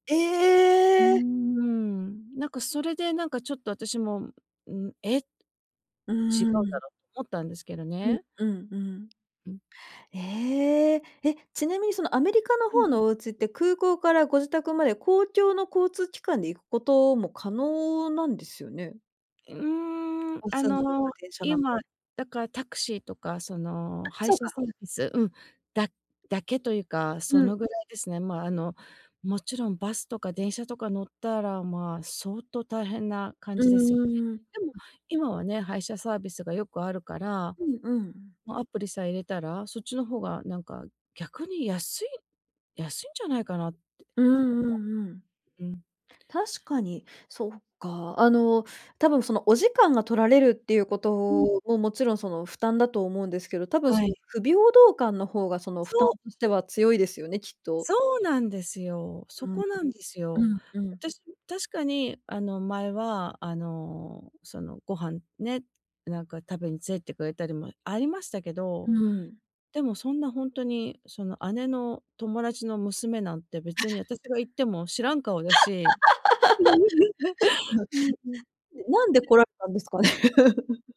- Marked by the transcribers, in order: surprised: "ええ！"; other noise; chuckle; laugh; laugh; unintelligible speech; laugh
- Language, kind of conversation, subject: Japanese, advice, 家族の集まりで断りづらい頼みを断るには、どうすればよいですか？